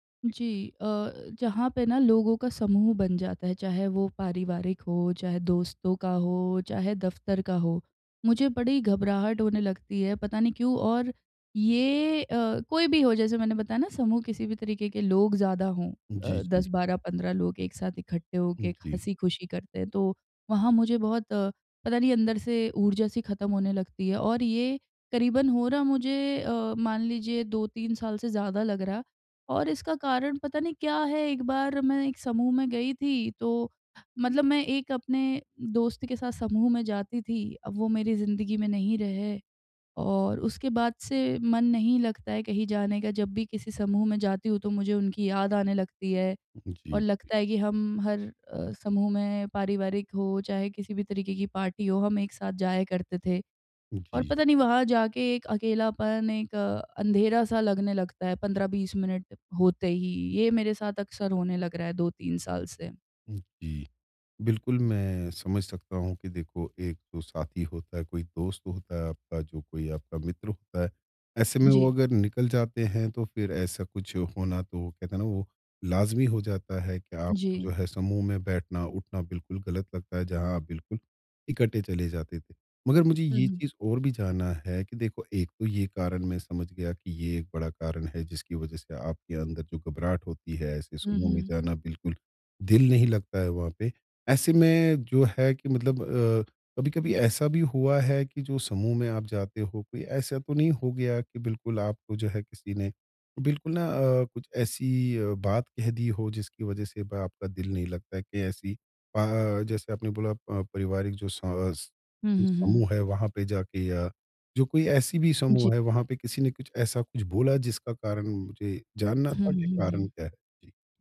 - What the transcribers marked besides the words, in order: tapping
- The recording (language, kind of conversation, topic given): Hindi, advice, समूह समारोहों में मुझे उत्साह या दिलचस्पी क्यों नहीं रहती?